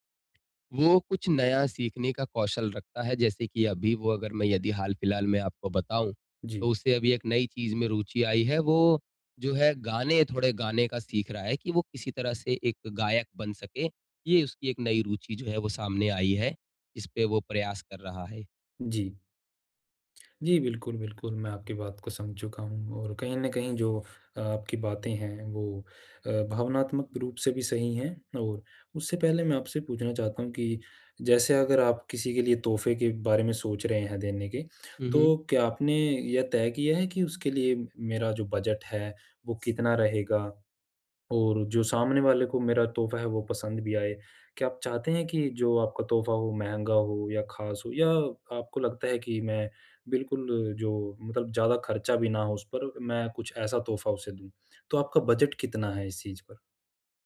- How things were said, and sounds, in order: none
- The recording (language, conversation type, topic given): Hindi, advice, किसी के लिए सही तोहफा कैसे चुनना चाहिए?